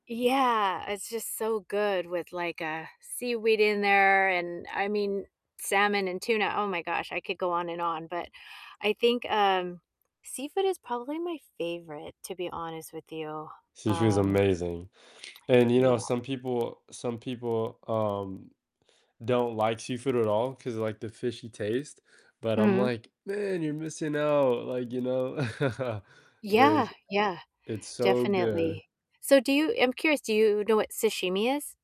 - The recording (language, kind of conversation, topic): English, unstructured, How do you think food brings people together?
- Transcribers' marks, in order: distorted speech; laugh